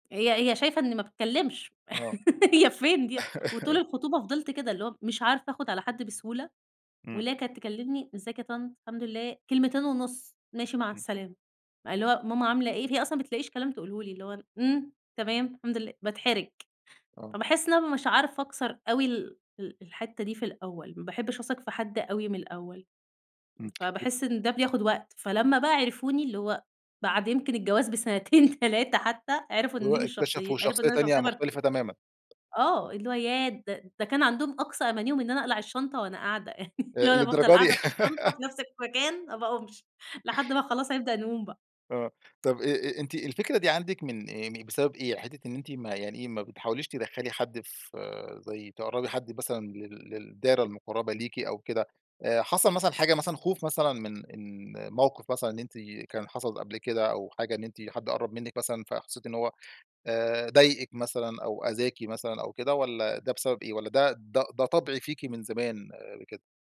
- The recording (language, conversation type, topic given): Arabic, podcast, ازاي بتوازن بين شغلك وشخصيتك الحقيقية؟
- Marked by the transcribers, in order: laugh; laughing while speaking: "بسنتين، تلاتة"; tapping; chuckle; laughing while speaking: "نفس المكان ما باقومش"; laugh